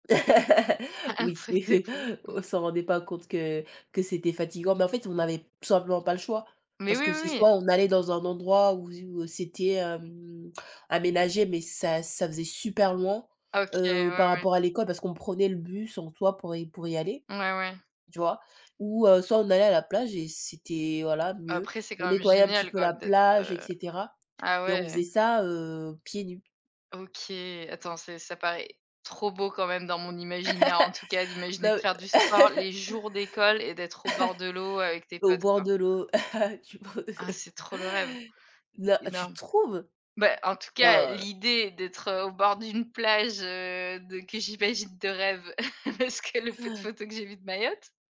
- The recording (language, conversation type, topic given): French, unstructured, Penses-tu que le sport peut aider à gérer le stress ?
- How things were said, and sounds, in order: laugh; tapping; laugh; laugh; unintelligible speech; laugh; laughing while speaking: "parce que le peu de photos"